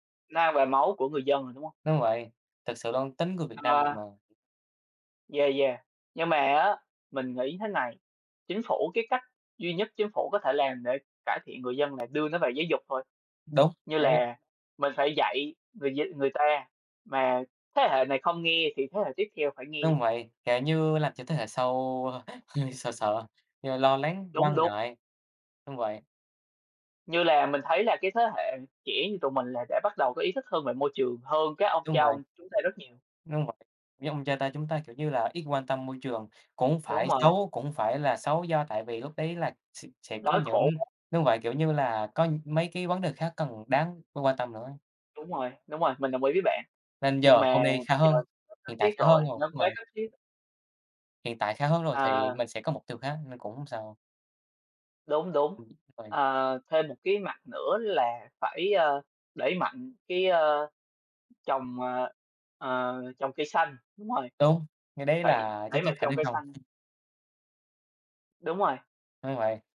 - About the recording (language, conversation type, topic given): Vietnamese, unstructured, Chính phủ cần làm gì để bảo vệ môi trường hiệu quả hơn?
- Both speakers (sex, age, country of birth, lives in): female, 20-24, Vietnam, Vietnam; male, 18-19, Vietnam, Vietnam
- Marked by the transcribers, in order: tapping; laugh; other background noise